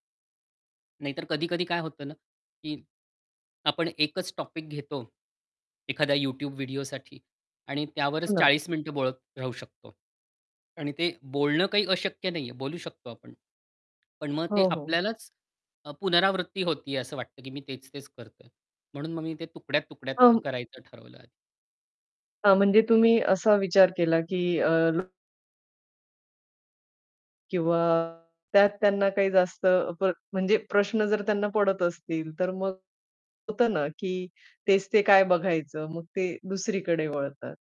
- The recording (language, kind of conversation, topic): Marathi, podcast, सर्जनशीलतेचा अडथळा आला की तुम्ही काय करता?
- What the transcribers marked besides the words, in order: static; in English: "टॉपिक"; other background noise; "बोलत" said as "बोळत"; distorted speech; mechanical hum